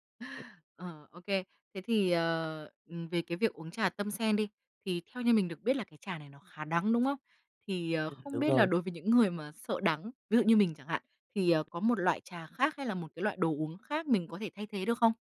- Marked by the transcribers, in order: other background noise; tapping
- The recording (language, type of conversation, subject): Vietnamese, podcast, Mẹo ngủ ngon để mau hồi phục